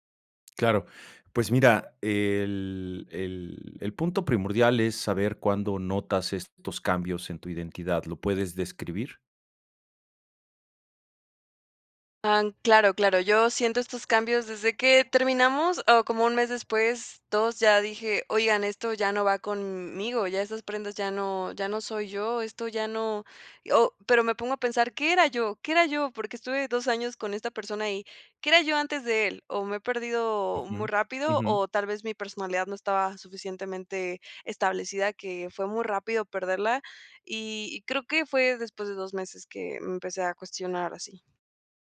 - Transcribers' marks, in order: none
- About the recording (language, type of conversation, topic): Spanish, advice, ¿Cómo te has sentido al notar que has perdido tu identidad después de una ruptura o al iniciar una nueva relación?